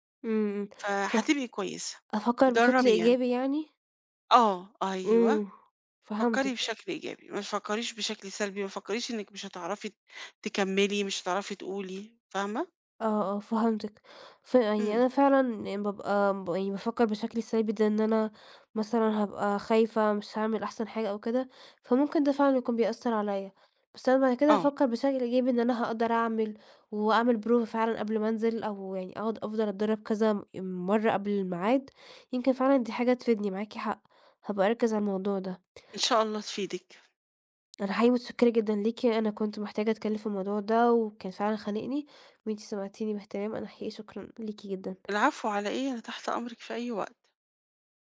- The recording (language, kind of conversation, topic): Arabic, advice, إزاي أتغلب على خوفي من الكلام قدّام الناس في الشغل أو في الاجتماعات؟
- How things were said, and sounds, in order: tapping